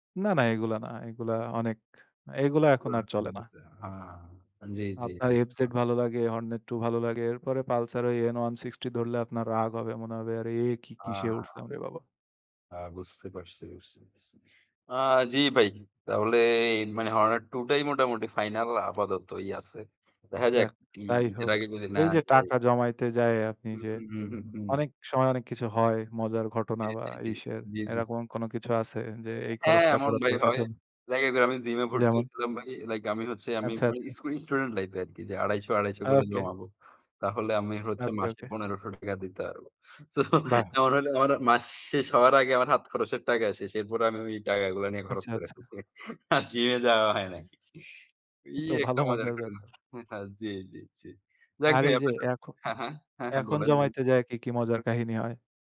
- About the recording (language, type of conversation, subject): Bengali, unstructured, স্বপ্ন পূরণের জন্য টাকা জমানোর অভিজ্ঞতা আপনার কেমন ছিল?
- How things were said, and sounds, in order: unintelligible speech; unintelligible speech; laughing while speaking: "তো এমন"; laughing while speaking: "আর জিমে যাওয়া হয় নাই"; chuckle; tapping